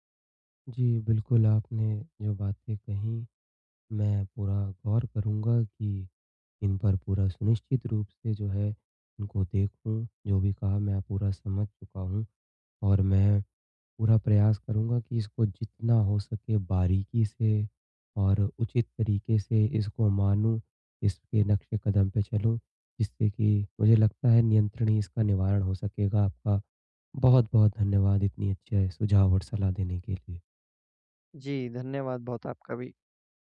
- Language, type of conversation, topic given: Hindi, advice, तुलना और असफलता मेरे शौक और कोशिशों को कैसे प्रभावित करती हैं?
- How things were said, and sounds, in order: none